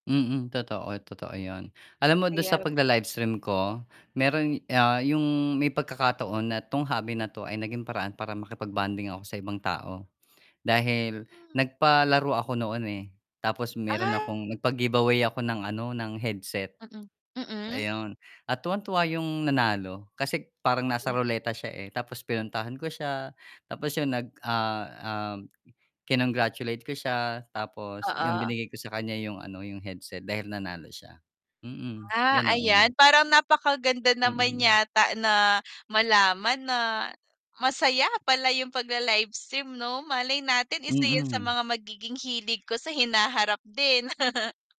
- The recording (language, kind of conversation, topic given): Filipino, unstructured, Aling libangan ang pinakanakakarelaks para sa iyo?
- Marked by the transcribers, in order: grunt; distorted speech; tapping; chuckle